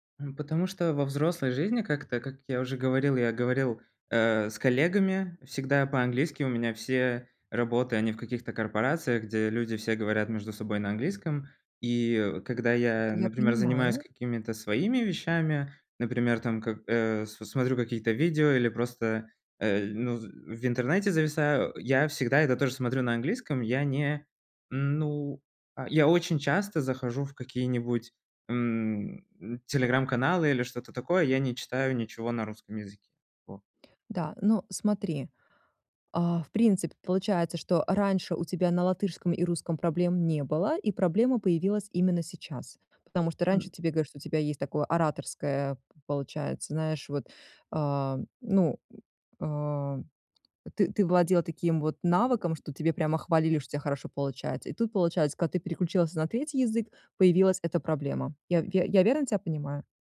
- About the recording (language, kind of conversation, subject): Russian, advice, Как кратко и ясно донести свою главную мысль до аудитории?
- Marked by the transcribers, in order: none